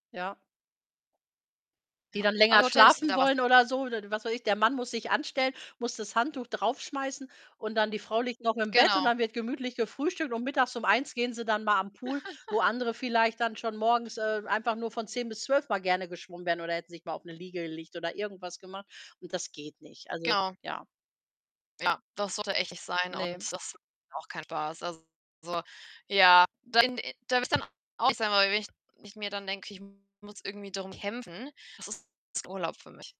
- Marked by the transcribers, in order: distorted speech; laugh; other background noise; static; unintelligible speech; tapping; unintelligible speech
- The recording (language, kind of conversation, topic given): German, unstructured, Was macht für dich einen perfekten Urlaub aus?